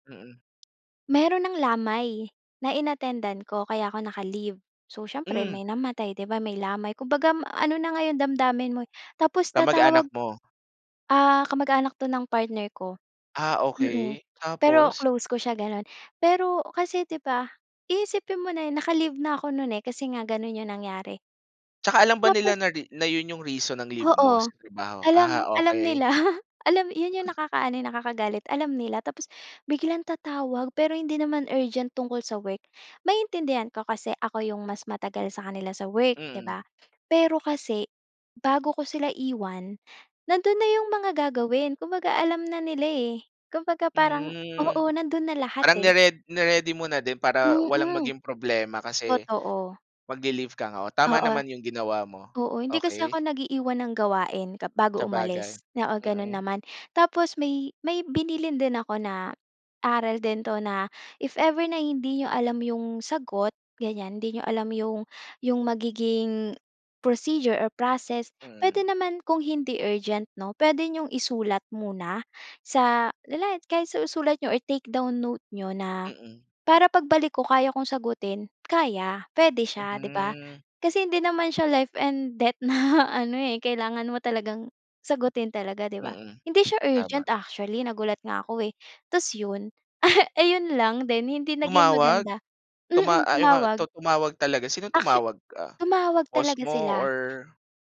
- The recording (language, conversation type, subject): Filipino, podcast, Paano mo binabalanse ang trabaho at personal na buhay?
- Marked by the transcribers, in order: chuckle; other background noise; laughing while speaking: "na"; chuckle